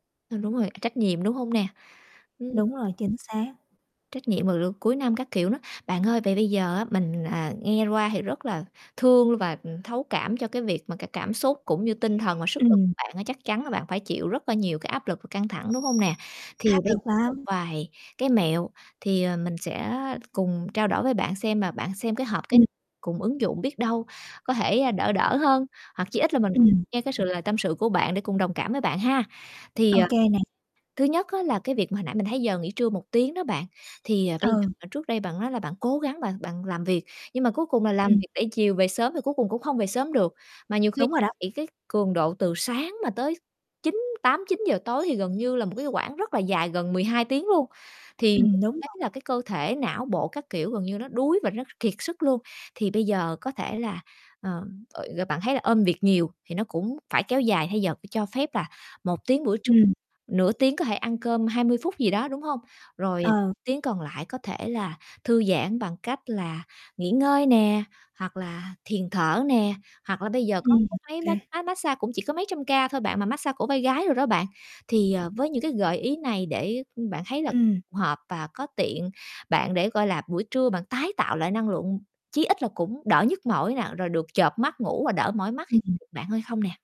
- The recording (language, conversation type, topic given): Vietnamese, advice, Bạn đang cảm thấy căng thẳng như thế nào khi phải xử lý nhiều việc cùng lúc và các hạn chót dồn dập?
- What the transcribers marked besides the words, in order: static; distorted speech; tapping; other background noise; unintelligible speech; unintelligible speech; mechanical hum; unintelligible speech